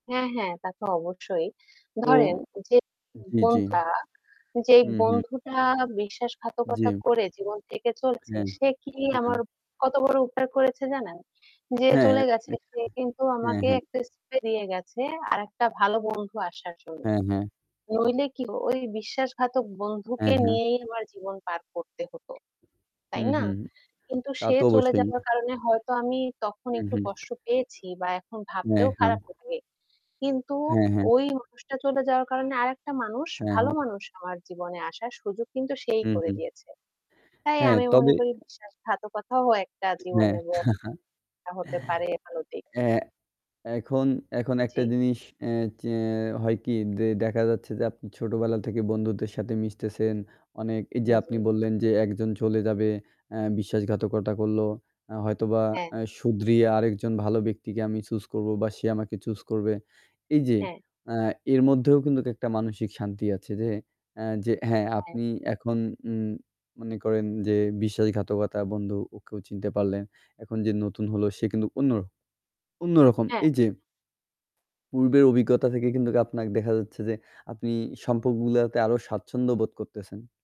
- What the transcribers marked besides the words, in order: static; distorted speech; chuckle; unintelligible speech
- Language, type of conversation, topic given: Bengali, unstructured, বন্ধুত্বে আপনি কি কখনো বিশ্বাসঘাতকতার শিকার হয়েছেন, আর তা আপনার জীবনে কী প্রভাব ফেলেছে?